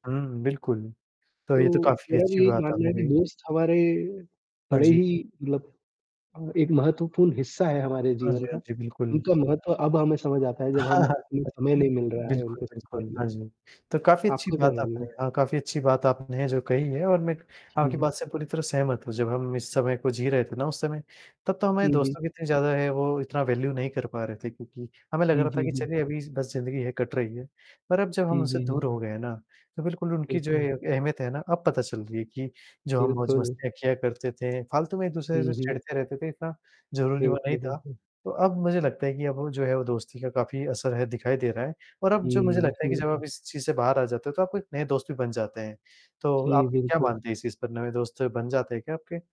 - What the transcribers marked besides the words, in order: static; chuckle; distorted speech; in English: "वैल्यू"; other background noise
- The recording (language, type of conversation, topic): Hindi, unstructured, क्या आपको लगता है कि दोस्तों से बात करने से तनाव कम होता है?